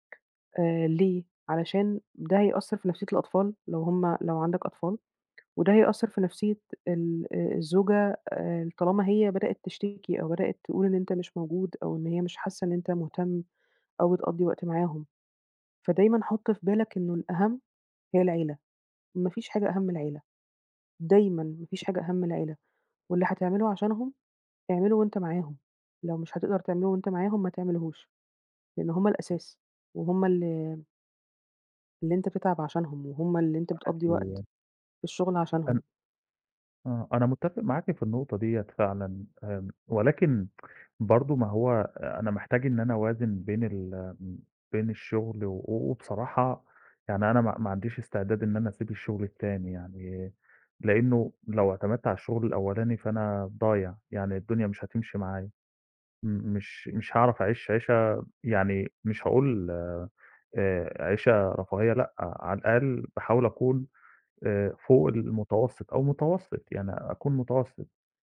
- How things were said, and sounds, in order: tapping; tsk
- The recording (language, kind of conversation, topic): Arabic, advice, إزاي شغلك بيأثر على وقت الأسرة عندك؟